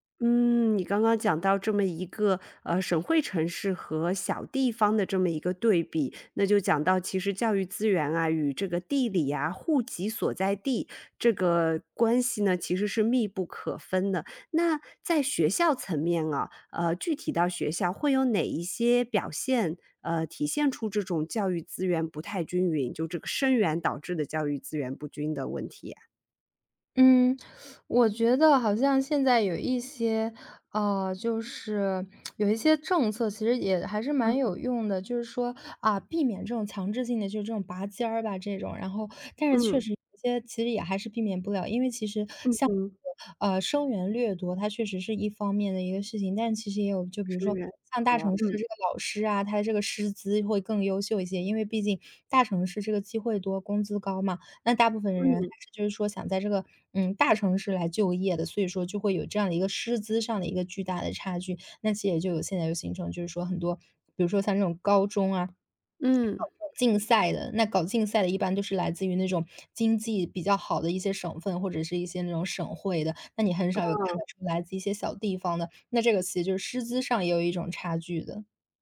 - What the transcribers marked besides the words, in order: teeth sucking; lip smack
- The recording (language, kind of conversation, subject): Chinese, podcast, 学校应该如何应对教育资源不均的问题？